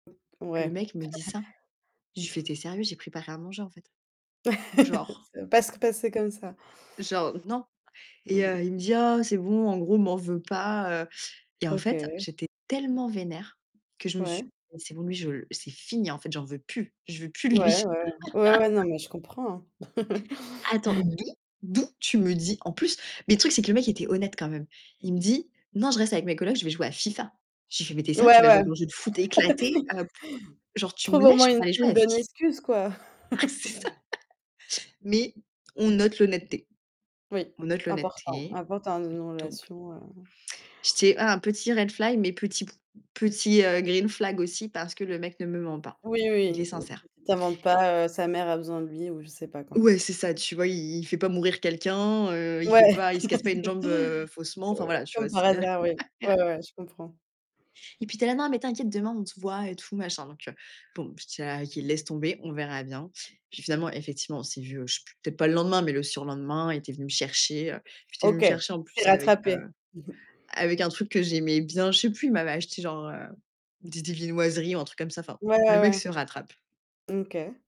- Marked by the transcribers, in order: other background noise; chuckle; snort; laugh; static; distorted speech; laugh; laugh; tapping; laugh; laughing while speaking: "Ah c'est ça"; laugh; in English: "red flag"; in English: "green flag"; chuckle; laugh; laugh
- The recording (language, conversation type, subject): French, podcast, Quelle décision a le plus changé ta vie ?